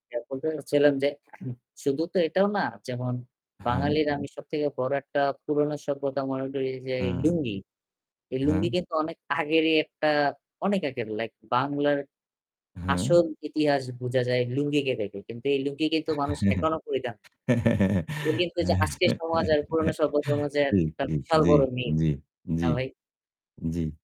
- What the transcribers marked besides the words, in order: static; throat clearing; laugh
- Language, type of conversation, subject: Bengali, unstructured, পুরোনো সভ্যতা থেকে আমরা কী শিখতে পারি?